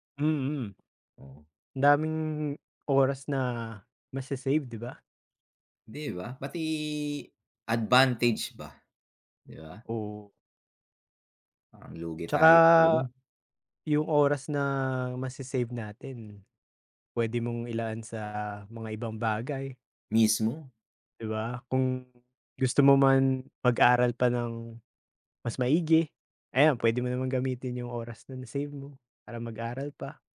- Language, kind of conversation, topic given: Filipino, unstructured, Paano nagbago ang paraan ng pag-aaral dahil sa mga plataporma sa internet para sa pagkatuto?
- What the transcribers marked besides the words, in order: tapping; other background noise